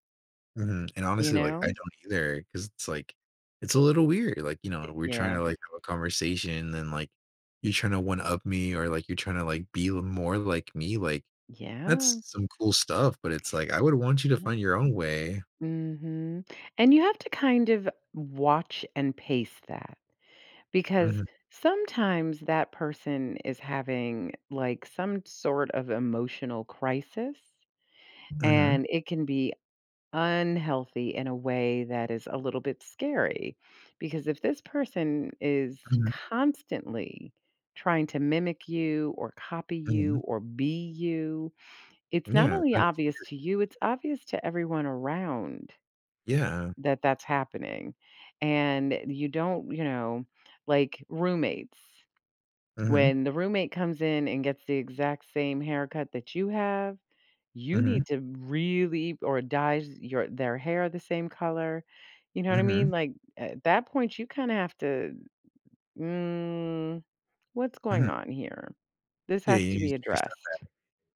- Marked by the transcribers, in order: none
- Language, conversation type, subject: English, advice, How can I apologize sincerely?